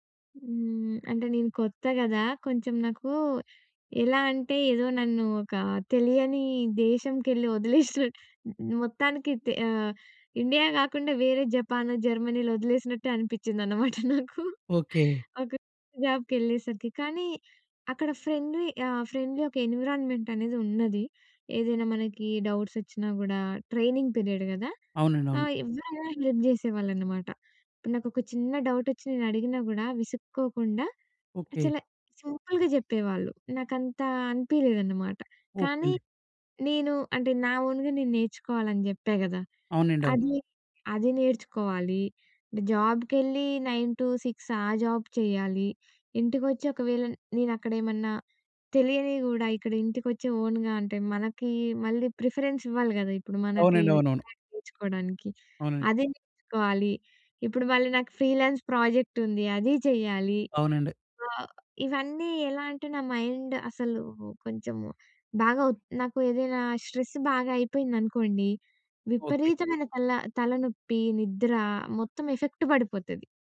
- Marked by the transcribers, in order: giggle; laughing while speaking: "నాకు"; in English: "జాబ్‌కెళ్ళేసరికి"; in English: "ఫ్రెండ్లీ"; in English: "ఫ్రెండ్లీ"; in English: "ట్రైనింగ్ పీరియడ్"; in English: "హెల్ప్"; in English: "సింపుల్‌గా"; in English: "ఓన్‌గా"; tapping; in English: "జాబ్‌కెళ్ళి నైన్ టు సిక్స్"; in English: "జాబ్"; in English: "ఓన్‍గా"; in English: "ప్రిఫరెన్స్"; unintelligible speech; in English: "ఫ్రీలాన్స్"; in English: "మైండ్"; in English: "స్ట్రెస్"; in English: "ఎఫెక్ట్"
- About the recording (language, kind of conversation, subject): Telugu, podcast, మల్టీటాస్కింగ్ చేయడం మానేసి మీరు ఏకాగ్రతగా పని చేయడం ఎలా అలవాటు చేసుకున్నారు?